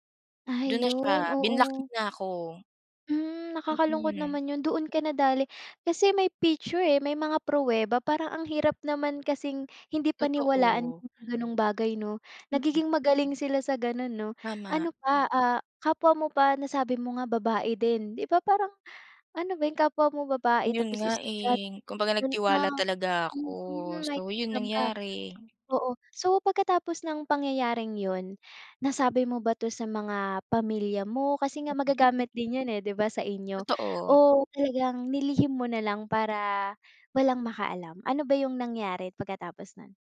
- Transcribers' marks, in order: other background noise; tapping; unintelligible speech
- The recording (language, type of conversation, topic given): Filipino, podcast, Paano mo maiiwasan ang mga panloloko at pagnanakaw ng impormasyon sa internet sa simpleng paraan?